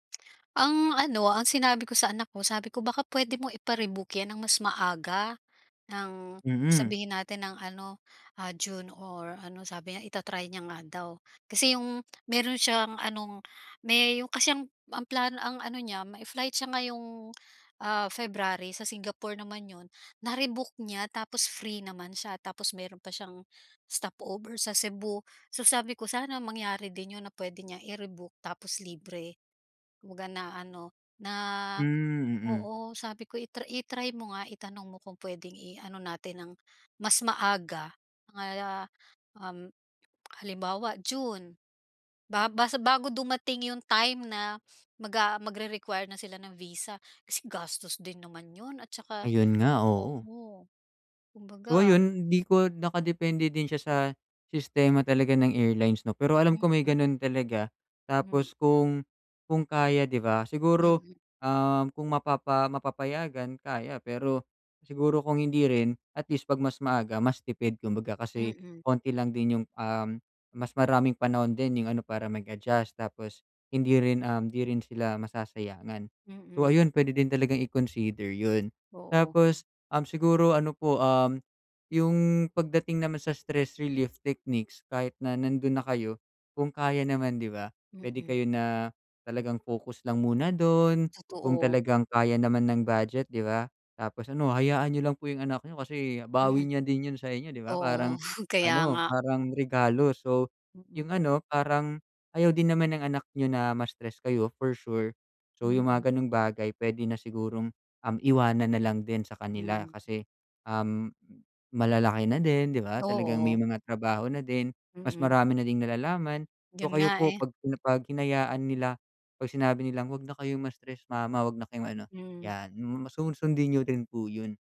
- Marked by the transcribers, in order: tongue click; tongue click; "'Wag" said as "waga"; tapping; in English: "stress relief techniques"; chuckle; in English: "for sure"
- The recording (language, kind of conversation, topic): Filipino, advice, Paano ko mababawasan ang stress kapag nagbibiyahe o nagbabakasyon ako?